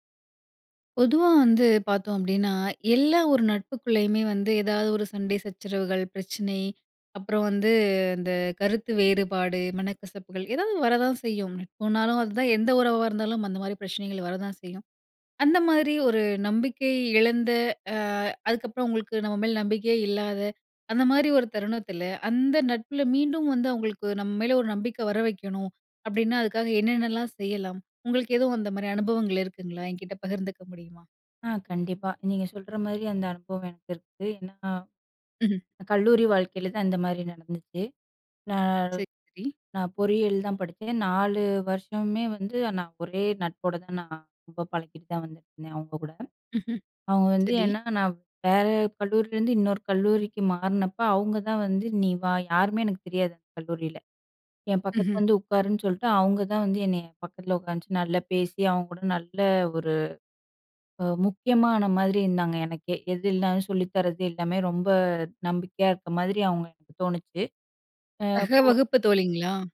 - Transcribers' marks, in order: "உட்காந்து" said as "உட்கான்ச்சு"; "எதுல்ன்னாலும்" said as "எதுன்னாலும்"
- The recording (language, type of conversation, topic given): Tamil, podcast, நம்பிக்கை குலைந்த நட்பை மீண்டும் எப்படி மீட்டெடுக்கலாம்?